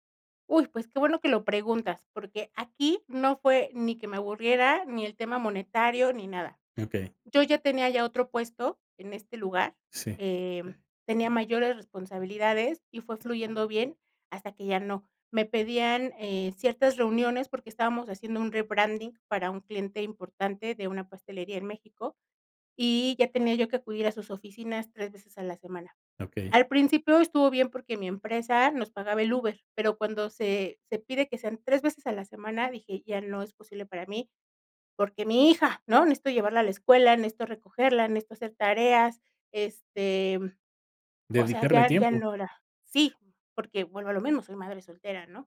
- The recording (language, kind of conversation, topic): Spanish, podcast, ¿Qué te ayuda a decidir dejar un trabajo estable?
- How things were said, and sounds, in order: stressed: "mi hija"